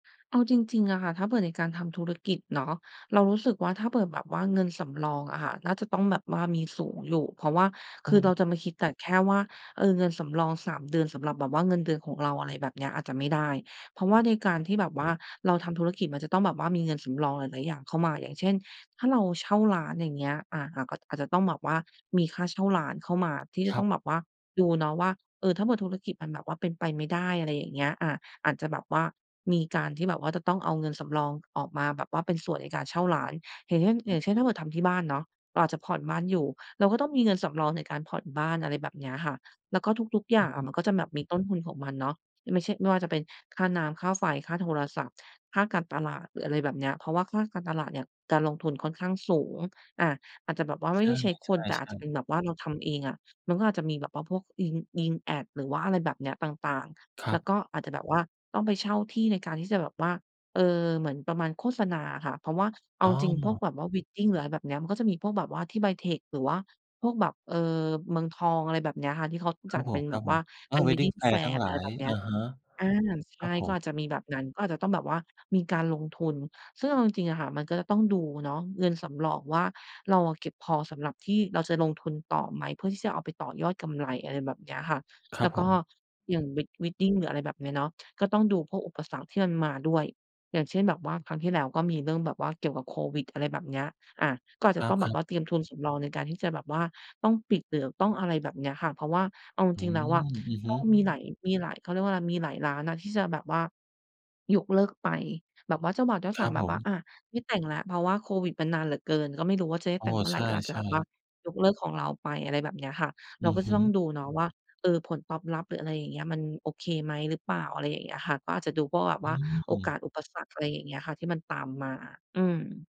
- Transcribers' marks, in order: other noise; in English: "Wedding"; in English: "Wedding"; in English: "Wedding"; in English: "Wed Wedding"
- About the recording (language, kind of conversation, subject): Thai, advice, คุณรับมือกับความกลัวความล้มเหลวหลังเริ่มเปิดธุรกิจใหม่อย่างไร?